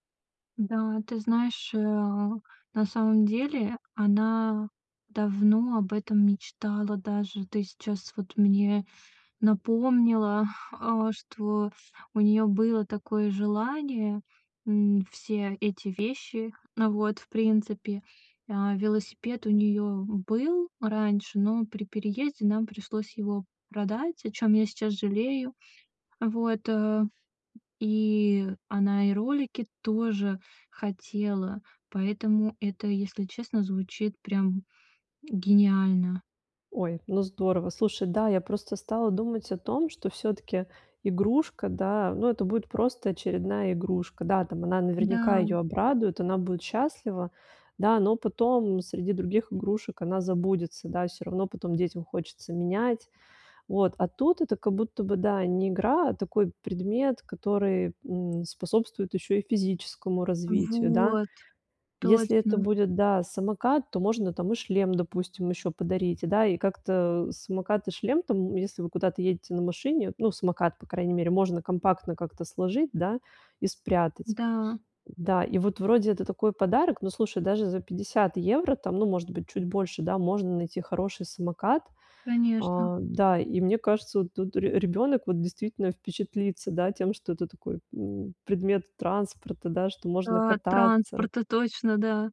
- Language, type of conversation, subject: Russian, advice, Как выбрать хороший подарок, если я не знаю, что купить?
- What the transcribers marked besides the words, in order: tapping